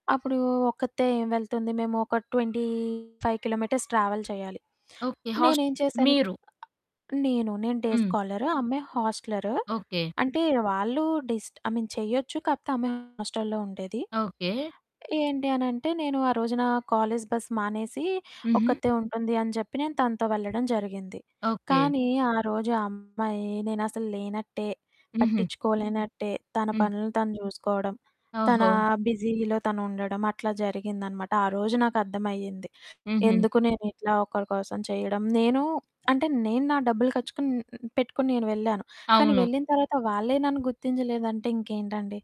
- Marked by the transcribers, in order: other background noise; in English: "ట్వంటీ ఫైవ్ కిలోమీటర్స్ ట్రావెల్"; in English: "డే స్కాలర్"; in English: "హాస్టలర్"; in English: "ఐ మీన్"; distorted speech; in English: "హాస్టల్‌లో"; in English: "బిజీలో"
- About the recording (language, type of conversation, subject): Telugu, podcast, జీవితంలో నీకు నిజమైన స్నేహితుడు అంటే ఎవరు?